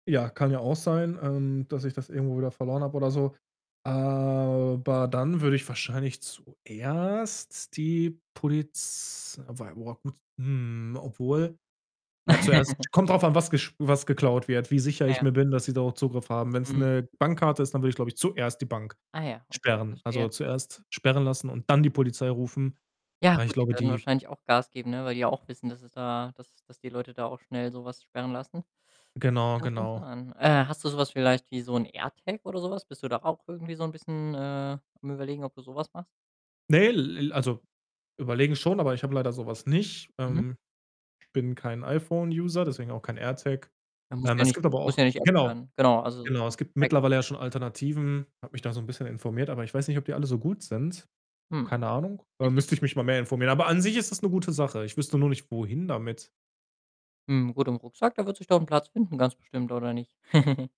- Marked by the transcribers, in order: drawn out: "Aber"; drawn out: "zuerst"; laugh; distorted speech; static; unintelligible speech; unintelligible speech; chuckle; giggle
- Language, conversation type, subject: German, podcast, Wie reagiere ich unterwegs am besten, wenn ich Opfer eines Taschendiebstahls werde?
- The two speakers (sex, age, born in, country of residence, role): male, 25-29, Germany, Germany, host; male, 30-34, Germany, Germany, guest